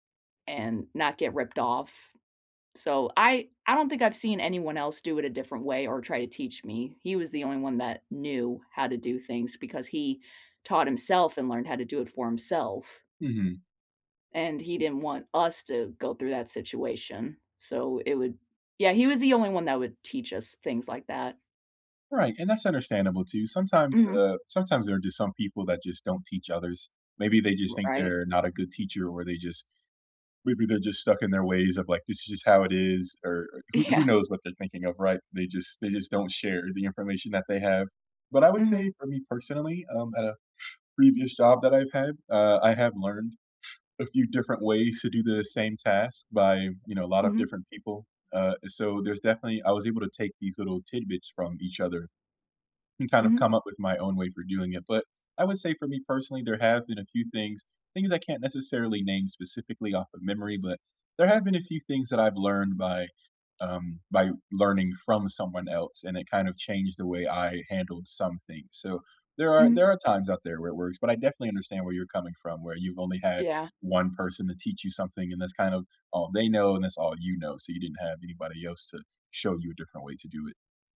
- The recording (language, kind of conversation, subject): English, unstructured, What is your favorite way to learn new things?
- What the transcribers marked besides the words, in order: tapping; laughing while speaking: "Yeah"